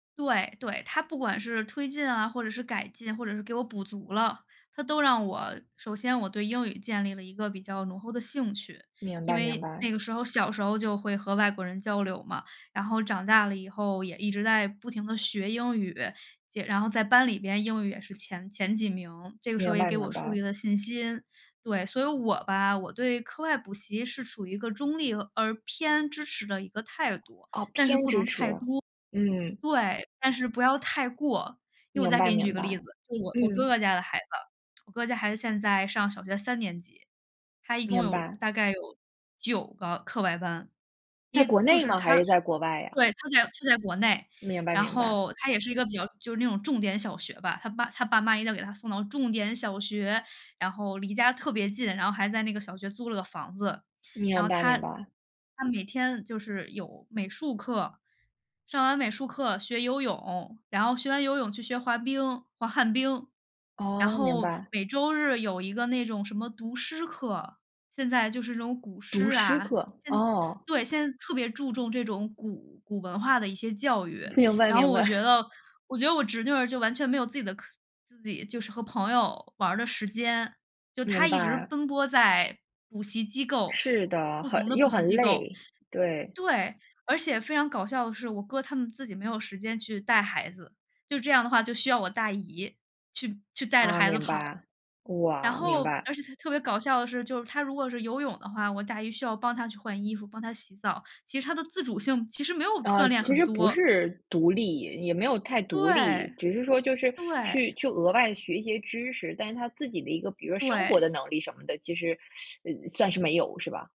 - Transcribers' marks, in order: other background noise; chuckle; teeth sucking
- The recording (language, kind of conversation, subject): Chinese, podcast, 你怎么看待课外补习现象的普遍性？